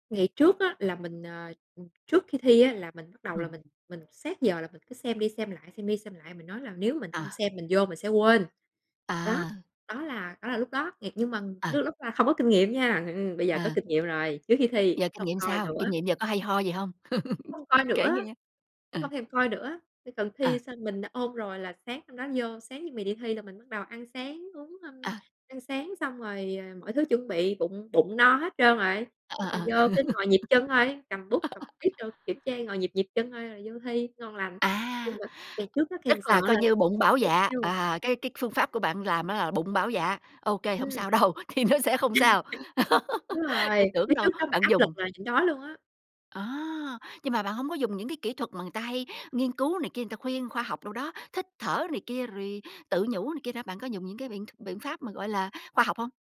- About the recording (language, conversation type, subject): Vietnamese, podcast, Bạn đã từng vượt qua nỗi sợ của mình như thế nào?
- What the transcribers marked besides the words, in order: other background noise; tapping; laugh; laugh; unintelligible speech; laughing while speaking: "đâu, thì nó sẽ"; laugh